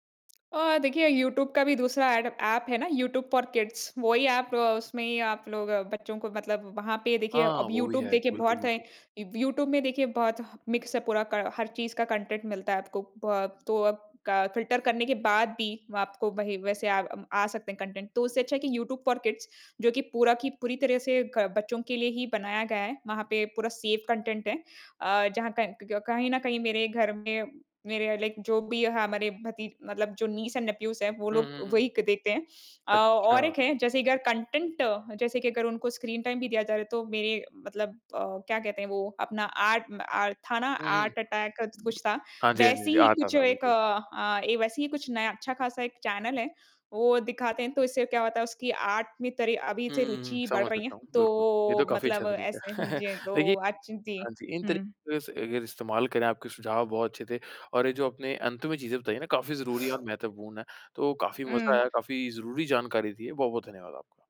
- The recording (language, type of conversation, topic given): Hindi, podcast, बच्चों के स्क्रीन टाइम के बारे में आपकी क्या राय है?
- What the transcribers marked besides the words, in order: in English: "मिक्सअप"; in English: "कंटेंट"; in English: "फिल्टर"; in English: "कंटेंट"; in English: "सेफ़ कंटेंट"; in English: "लाइक"; in English: "नीस एंड नेफ्यूज़"; in English: "कंटेंट"; in English: "स्क्रीन टाइम"; in English: "आर्ट"; in English: "आर्ट अटैक"; in English: "आर्ट"; chuckle; other background noise